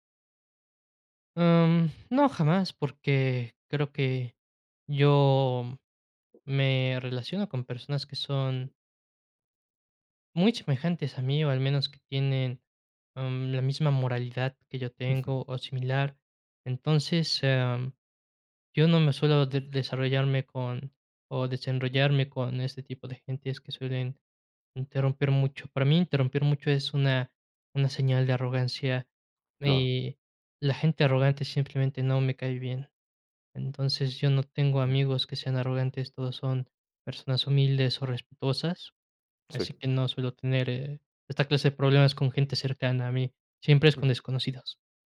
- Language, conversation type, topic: Spanish, podcast, ¿Cómo lidias con alguien que te interrumpe constantemente?
- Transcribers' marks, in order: tapping